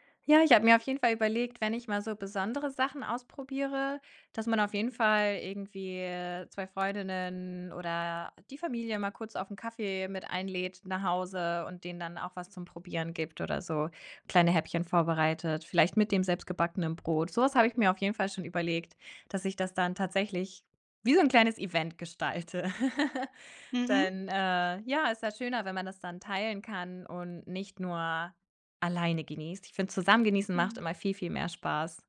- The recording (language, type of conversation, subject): German, podcast, Welche Rolle spielt Brot bei deinem Wohlfühlessen?
- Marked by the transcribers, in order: other background noise; drawn out: "Freundinnen"; laughing while speaking: "gestalte"; chuckle